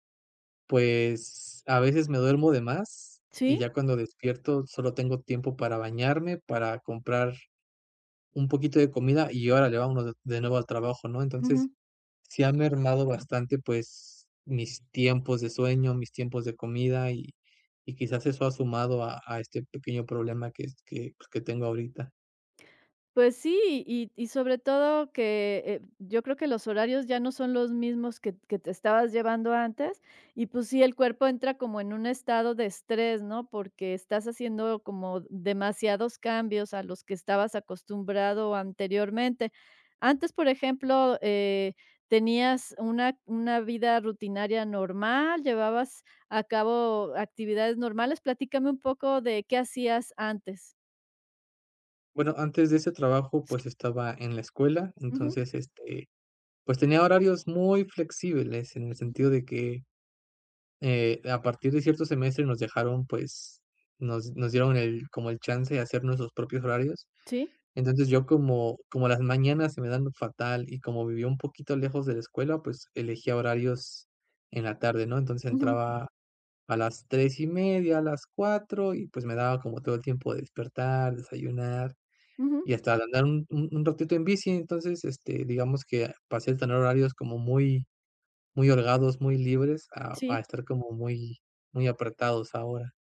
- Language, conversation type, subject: Spanish, advice, ¿Por qué no tengo energía para actividades que antes disfrutaba?
- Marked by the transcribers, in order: other background noise